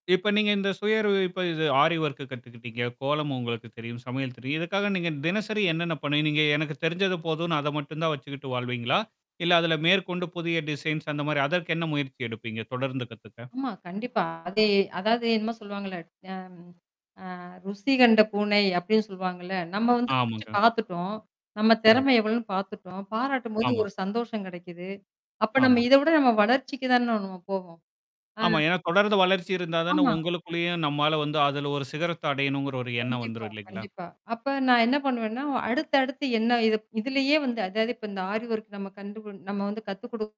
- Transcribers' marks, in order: in English: "ஆரி ஒர்க்கு"; in English: "டிசைன்ஸ்"; distorted speech; mechanical hum; drawn out: "அ"; tapping; static; in English: "ஆரி ஒர்க்"
- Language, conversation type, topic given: Tamil, podcast, சுயஅறிவை வளர்க்க நாள்தோறும் செய்யக்கூடிய ஒரு எளிய செயல் என்ன?